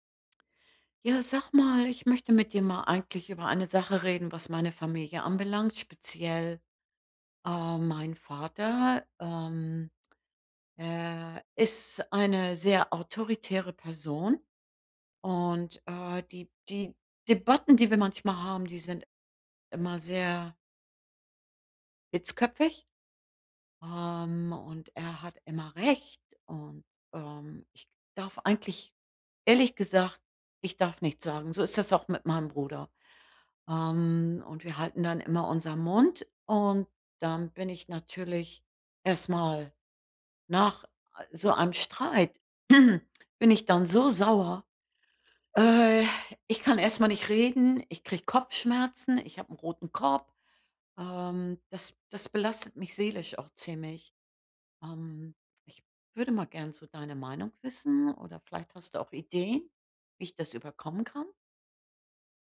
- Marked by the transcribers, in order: throat clearing; "Kopf" said as "Korb"
- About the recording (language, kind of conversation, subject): German, advice, Welche schnellen Beruhigungsstrategien helfen bei emotionaler Überflutung?